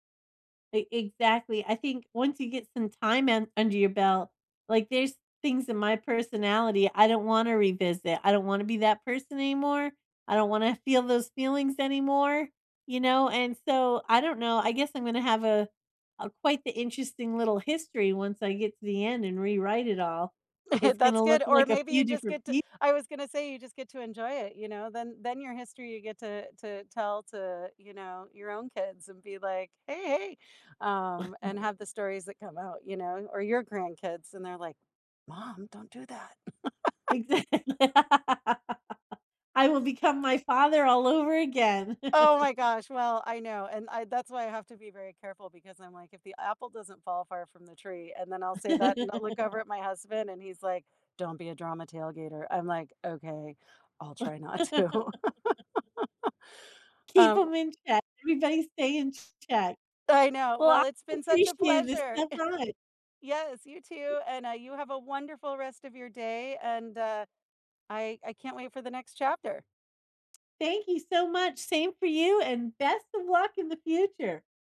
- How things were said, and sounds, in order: chuckle; chuckle; laugh; laughing while speaking: "Exa li"; other background noise; chuckle; laugh; put-on voice: "Don't be a drama tailgater"; chuckle; put-on voice: "Okay, I'll try not to"; laughing while speaking: "not to"; laugh; chuckle
- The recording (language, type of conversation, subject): English, unstructured, Why do some people rewrite history to make themselves look better?
- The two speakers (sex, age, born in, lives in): female, 50-54, United States, United States; female, 50-54, United States, United States